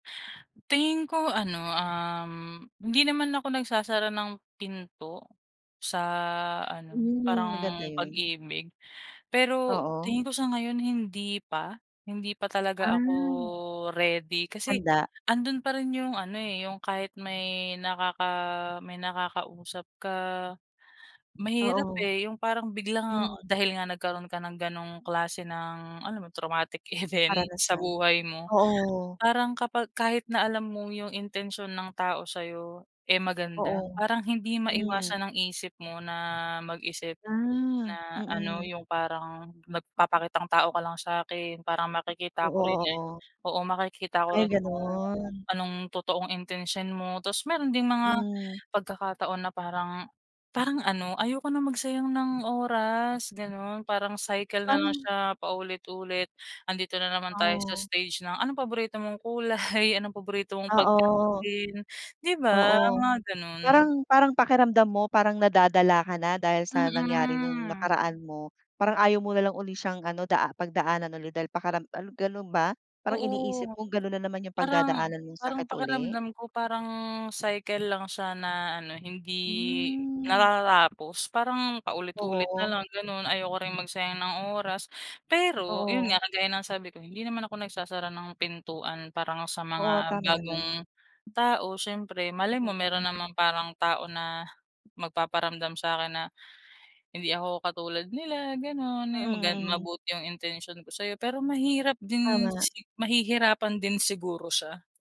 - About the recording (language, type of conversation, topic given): Filipino, podcast, Paano ka nakabangon matapos maranasan ang isang malaking pagkabigo?
- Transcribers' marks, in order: laughing while speaking: "event"; laughing while speaking: "kulay"; other background noise